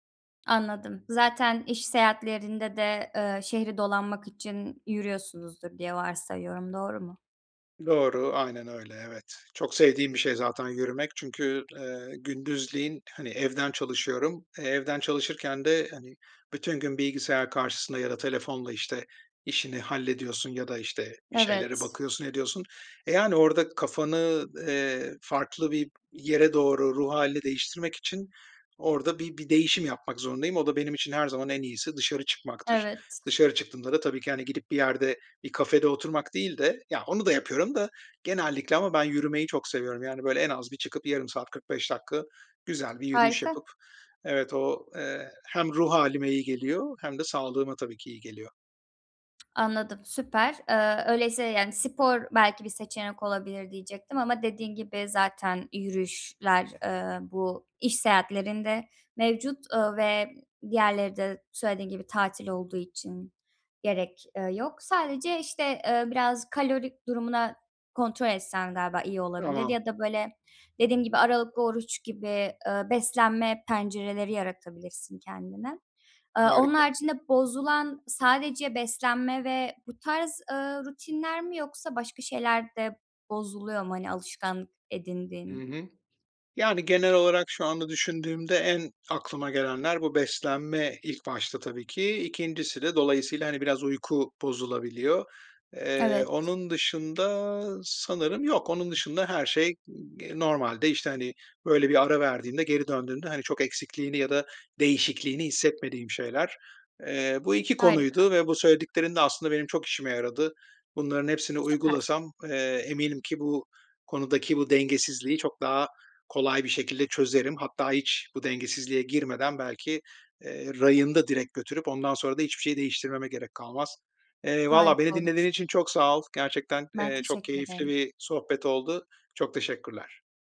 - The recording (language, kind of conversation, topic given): Turkish, advice, Seyahat veya taşınma sırasında yaratıcı alışkanlıklarınız nasıl bozuluyor?
- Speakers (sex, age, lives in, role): female, 25-29, Germany, advisor; male, 45-49, Spain, user
- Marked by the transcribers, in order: tapping; other background noise